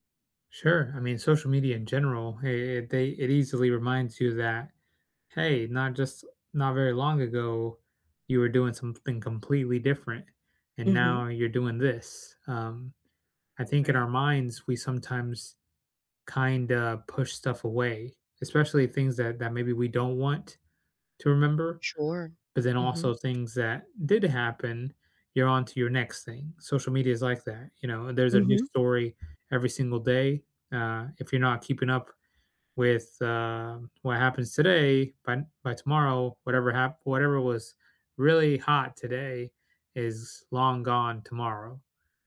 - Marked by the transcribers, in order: tapping
- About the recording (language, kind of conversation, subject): English, unstructured, Have you ever been surprised by a forgotten memory?